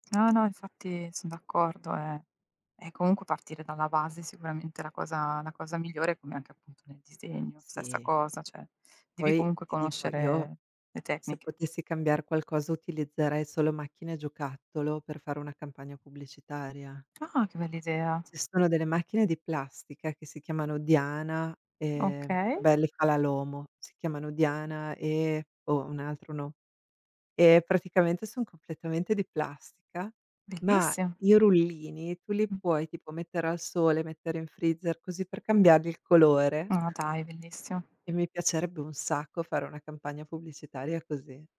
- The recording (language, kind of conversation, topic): Italian, unstructured, Cosa ti piace di più del tuo lavoro?
- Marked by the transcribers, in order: exhale